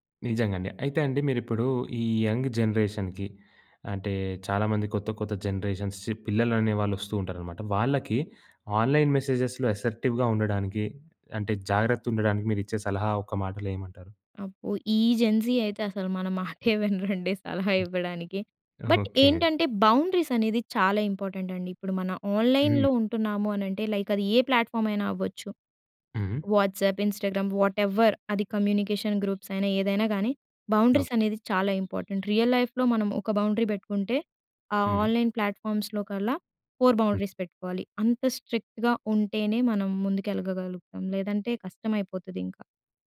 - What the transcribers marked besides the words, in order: in English: "యంగ్ జనరేషన్‌కి"; in English: "జనరేషన్స్"; in English: "ఆన్‌లైన్ మెసేజెస్‌లో అసర్టివ్‌గా"; in English: "జెన్‌జీ"; chuckle; other background noise; in English: "బట్"; in English: "బౌండరీస్"; in English: "ఇంపార్టెంట్"; in English: "ఆన్‍లైన్‍లో"; in English: "లైక్"; in English: "ప్లాట్‍ఫామ్"; in English: "వాట్సాప్, ఇన్స్టాగ్రామ్, వాట్‌ఎవర్"; in English: "కమ్యూనికేషన్ గ్రూప్స్"; in English: "బౌండరీస్"; in English: "ఇంపార్టెంట్. రియల్ లైఫ్‌లో"; in English: "బౌండరీ"; in English: "ఆన్‍లైన్ ప్లాట్‍ఫామ్స్‌లో"; in English: "ఫోర్ బౌండరీస్"; in English: "స్ట్రిక్ట్‌గా"; "ముందుకెళ్లగలుగుతాము" said as "ముందుకెలగగలుగుతాం"
- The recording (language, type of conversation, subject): Telugu, podcast, ఆన్‌లైన్ సందేశాల్లో గౌరవంగా, స్పష్టంగా మరియు ధైర్యంగా ఎలా మాట్లాడాలి?